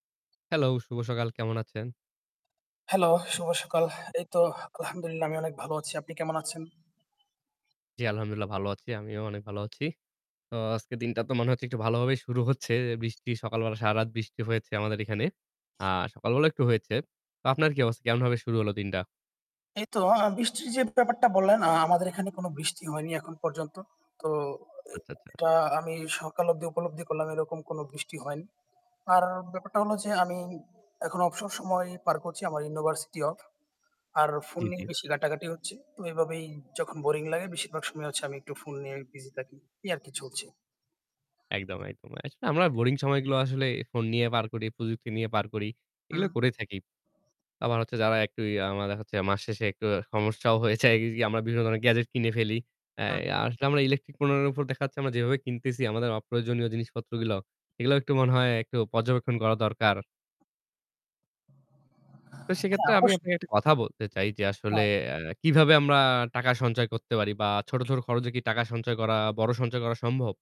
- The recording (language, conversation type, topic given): Bengali, unstructured, কম খরচ করে কীভাবে বেশি সঞ্চয় করা যায়?
- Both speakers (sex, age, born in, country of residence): male, 20-24, Bangladesh, Bangladesh; male, 20-24, Bangladesh, Bangladesh
- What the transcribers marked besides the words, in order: mechanical hum; static; background speech; tapping